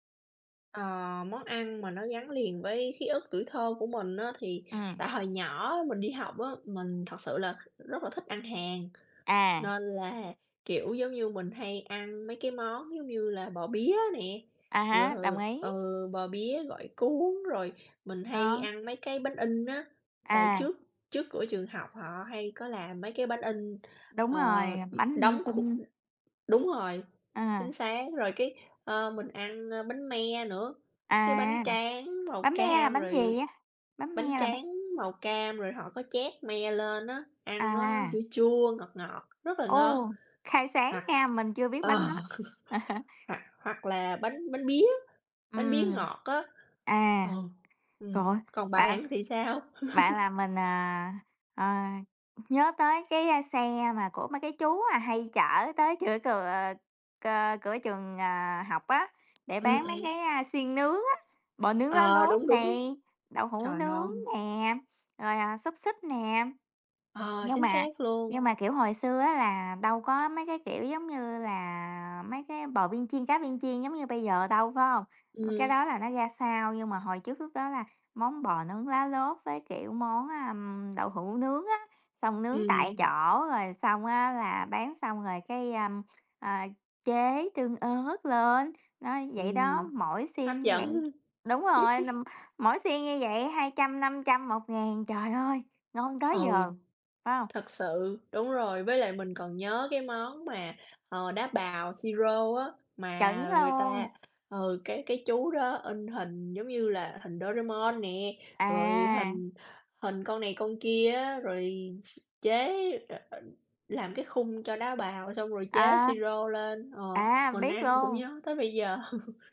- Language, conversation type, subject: Vietnamese, unstructured, Món ăn nào gắn liền với ký ức tuổi thơ của bạn?
- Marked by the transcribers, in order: tapping; other background noise; other noise; unintelligible speech; laughing while speaking: "Ờ"; laughing while speaking: "ờ"; "trời" said as "cời"; chuckle; "ừm" said as "nừm"; chuckle; chuckle